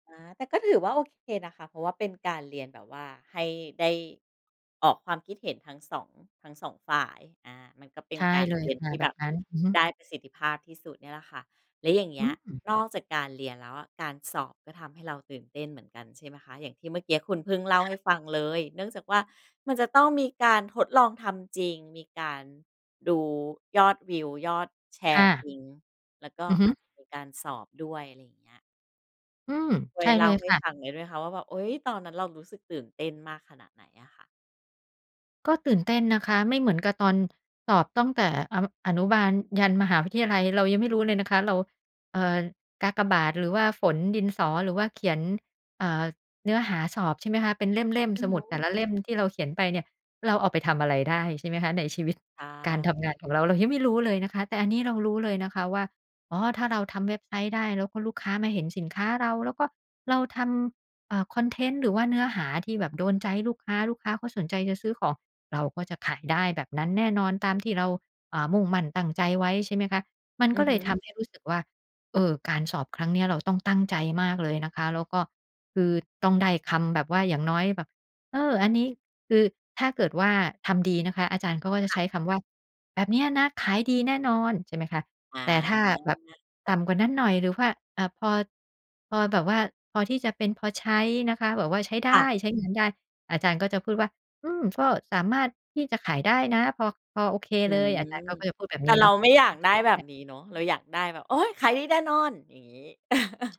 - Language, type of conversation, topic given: Thai, podcast, เล่าเรื่องวันที่การเรียนทำให้คุณตื่นเต้นที่สุดได้ไหม?
- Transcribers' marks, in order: other noise; chuckle